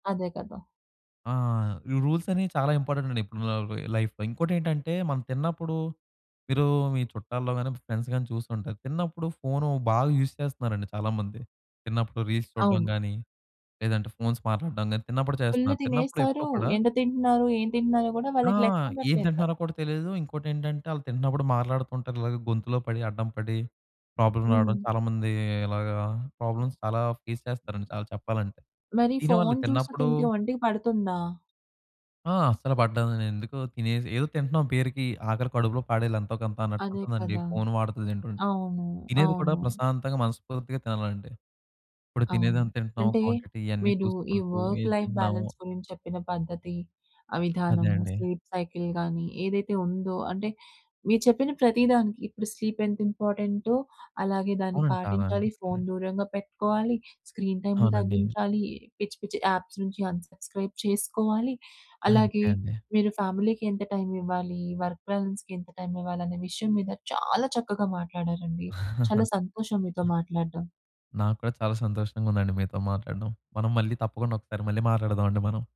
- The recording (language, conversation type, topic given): Telugu, podcast, మీరు పని–వ్యక్తిగత జీవితం సమతుల్యత కోసం ఎలాంటి డిజిటల్ నియమాలు పాటిస్తున్నారు?
- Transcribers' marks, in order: in English: "రూల్స్"; in English: "ఇంపార్టెంట్"; unintelligible speech; in English: "లైఫ్‌లో"; in English: "ఫ్రెండ్స్"; in English: "యూజ్"; in English: "రీల్స్"; in English: "ఫుల్"; in English: "ప్రాబ్లమ్"; in English: "ప్రాబ్లమ్స్"; in English: "ఫేస్"; in English: "క్వాంటిటీ"; in English: "వర్క్ లైఫ్ బాలన్స్"; in English: "స్లీప్ సైకిల్"; in English: "స్లీప్"; in English: "స్క్రీన్ టైమ్‌ని"; in English: "యాప్స్"; in English: "అన్ సబ్స్క్రైబ్"; in English: "ఫ్యామిలీకి"; in English: "వర్క్ బాలన్స్‌కి"; chuckle